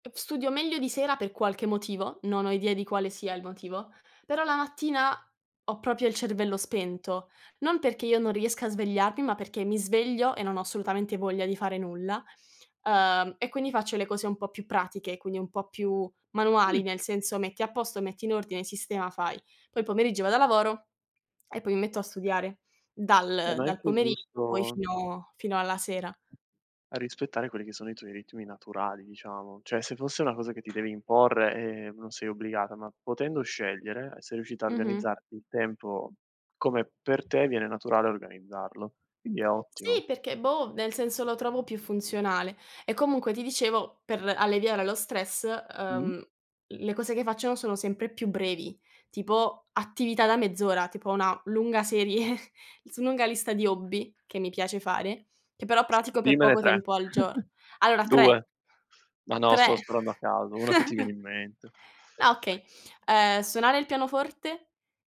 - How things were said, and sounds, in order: other noise; other background noise; chuckle; chuckle; chuckle
- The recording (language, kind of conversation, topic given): Italian, unstructured, Come gestisci lo stress nella tua vita quotidiana?